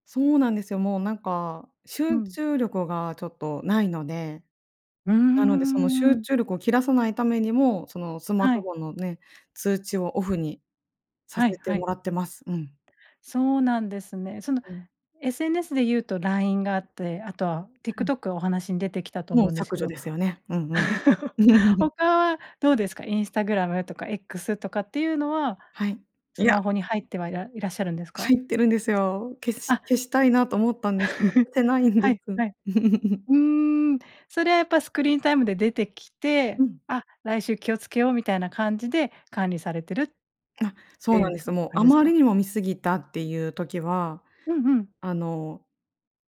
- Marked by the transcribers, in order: other noise; chuckle; chuckle; unintelligible speech; chuckle
- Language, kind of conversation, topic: Japanese, podcast, スマホ時間の管理、どうしていますか？